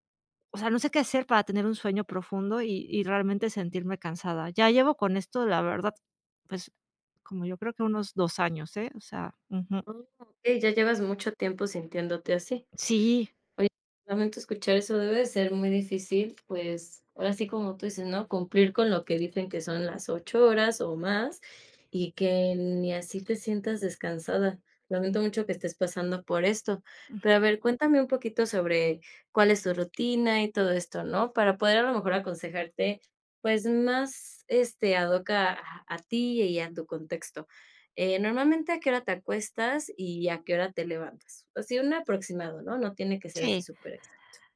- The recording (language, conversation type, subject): Spanish, advice, ¿Por qué me despierto cansado aunque duermo muchas horas?
- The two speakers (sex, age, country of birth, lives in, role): female, 30-34, United States, United States, advisor; female, 40-44, Mexico, Spain, user
- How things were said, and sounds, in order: none